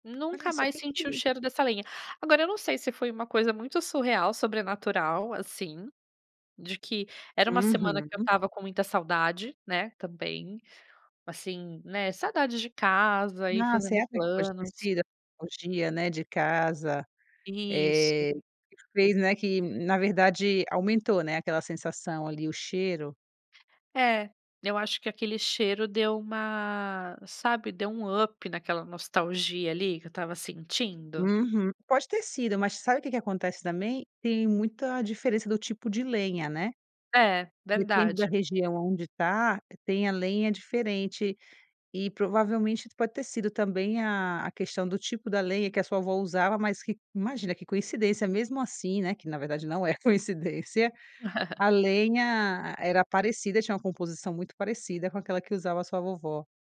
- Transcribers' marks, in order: tapping; unintelligible speech; in English: "up"; chuckle
- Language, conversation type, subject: Portuguese, podcast, Que comida faz você se sentir em casa só de pensar nela?